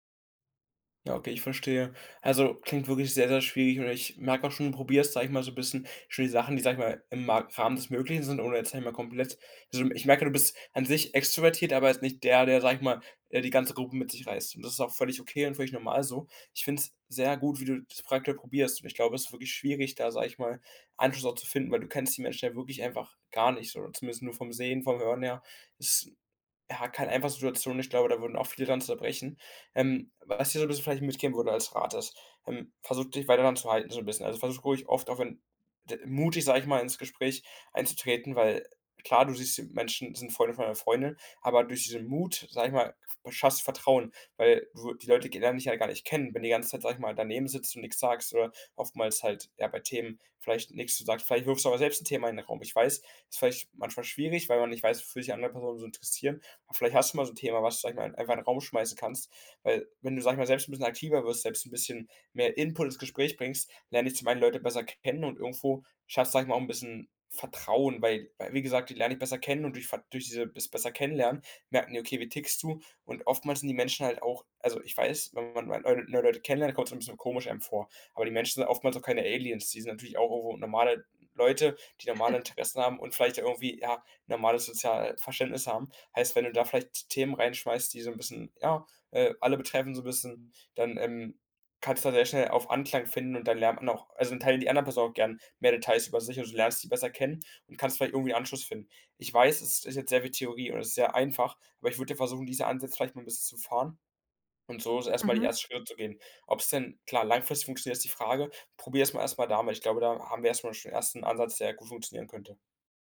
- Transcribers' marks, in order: chuckle
- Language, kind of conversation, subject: German, advice, Warum fühle ich mich auf Partys und Feiern oft ausgeschlossen?